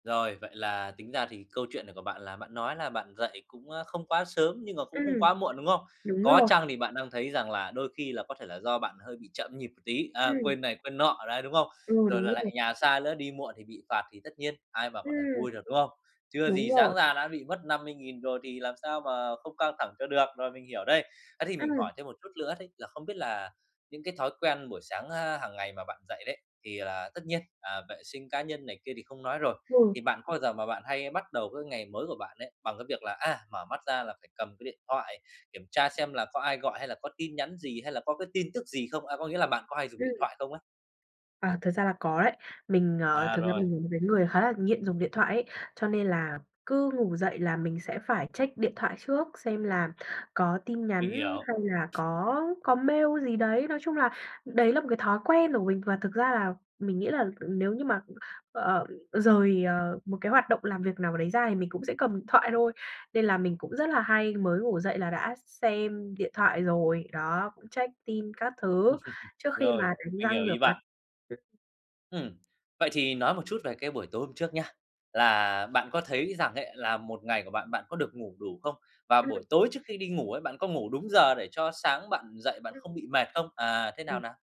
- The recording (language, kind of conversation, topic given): Vietnamese, advice, Làm sao để có một buổi sáng ít căng thẳng mà vẫn tràn đầy năng lượng?
- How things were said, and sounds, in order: tapping; "nữa" said as "lữa"; "nữa" said as "lữa"; chuckle; other background noise